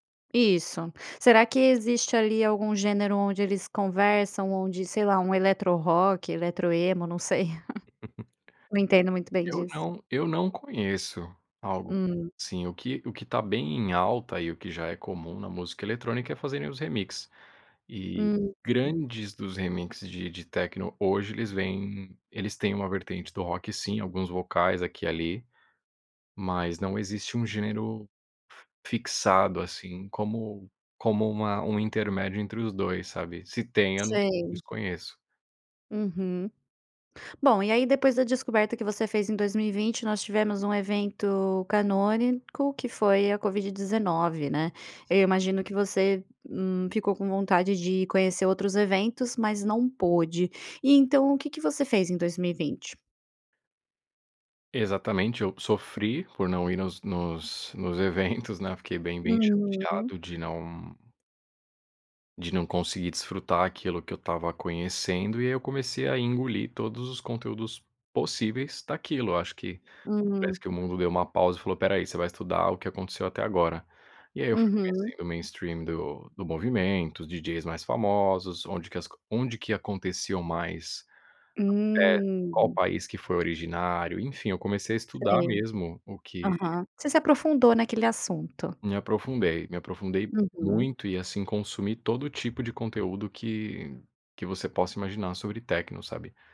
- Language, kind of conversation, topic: Portuguese, podcast, Como a música influenciou quem você é?
- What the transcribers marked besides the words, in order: tapping; chuckle; other background noise; laughing while speaking: "eventos"; in English: "mainstream"